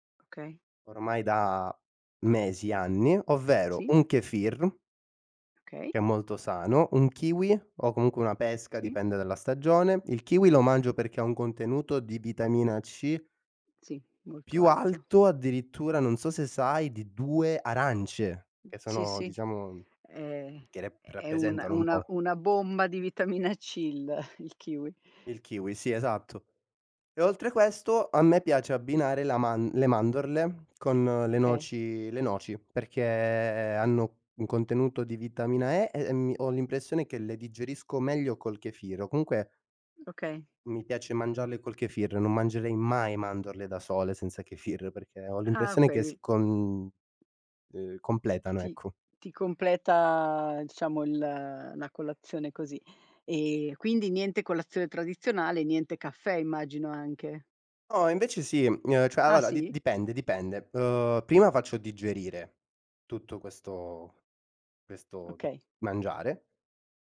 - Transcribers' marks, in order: other background noise; stressed: "mai"; tapping; "cioè" said as "ceh"
- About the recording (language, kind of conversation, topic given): Italian, podcast, Come organizzi la tua routine mattutina per iniziare bene la giornata?